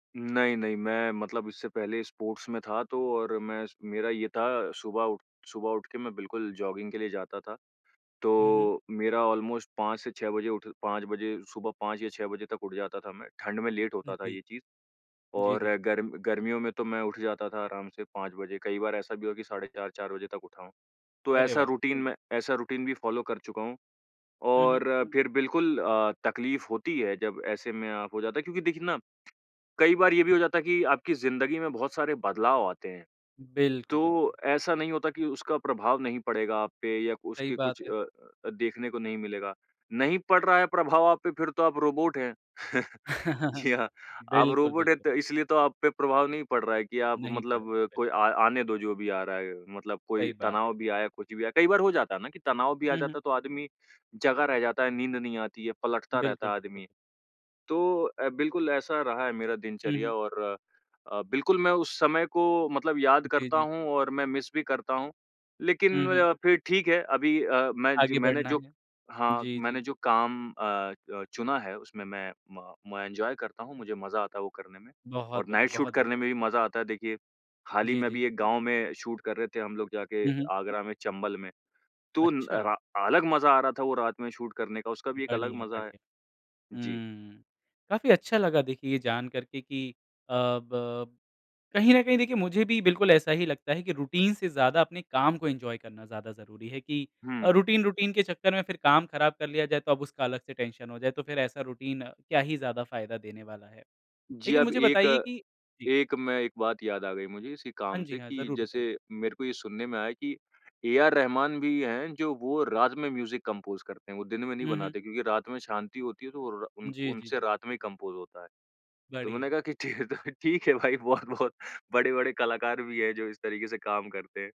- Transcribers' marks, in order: in English: "स्पोर्ट्स"; in English: "जॉगिंग"; in English: "ऑलमोस्ट"; in English: "लेट"; in English: "रूटीन"; in English: "रूटीन"; in English: "फॉलो"; other background noise; chuckle; laughing while speaking: "जी हाँ"; in English: "मिस"; in English: "एन्जॉय"; in English: "नाइट"; in English: "रूटीन"; in English: "एन्जॉय"; in English: "रूटीन रूटीन"; in English: "टेंशन"; in English: "रूटीन"; in English: "म्यूज़िक कंपोज़"; in English: "कंपोज़"; laughing while speaking: "ठीक है तो, ठीक है भाई बहुत-बहुत"
- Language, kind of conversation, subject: Hindi, podcast, रूटीन टूटने के बाद आप फिर से कैसे पटरी पर लौटते हैं?